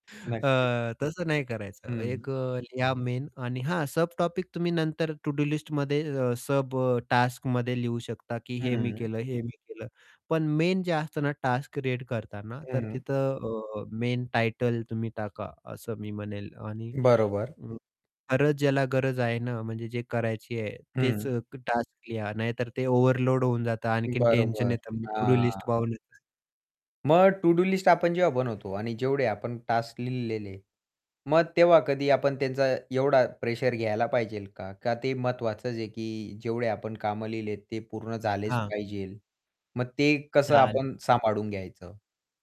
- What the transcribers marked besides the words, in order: static; unintelligible speech; in English: "मेन"; in English: "टॉपिक"; in English: "टू-डू-लिस्टमध्ये"; in English: "टास्कमध्ये"; distorted speech; in English: "मेन"; in English: "टास्क"; in English: "मेन"; in English: "टास्क"; in English: "ओव्हरलोड"; in English: "टू-डू-लिस्ट"; unintelligible speech; in English: "टू-डू-लिस्ट"; in English: "टास्क"; "पाहिजे" said as "पाहिजेल"; "पाहिजे" said as "पाहिजेल"; unintelligible speech
- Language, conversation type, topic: Marathi, podcast, तू रोजच्या कामांची यादी कशी बनवतोस?